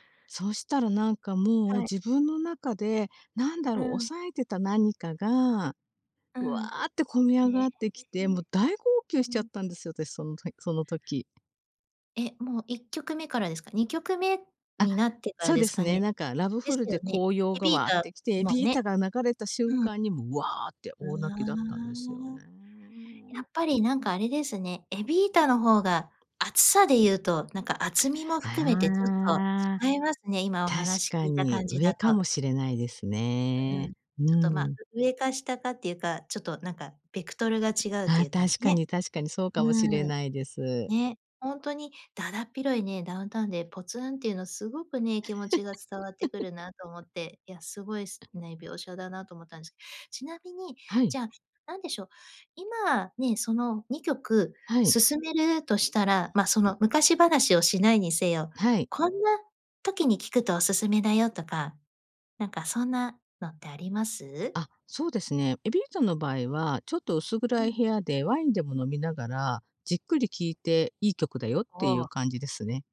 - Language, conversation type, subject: Japanese, podcast, 昔よく聴いていた曲の中で、今でも胸が熱くなる曲はどれですか？
- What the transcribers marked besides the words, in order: tapping; other background noise; laugh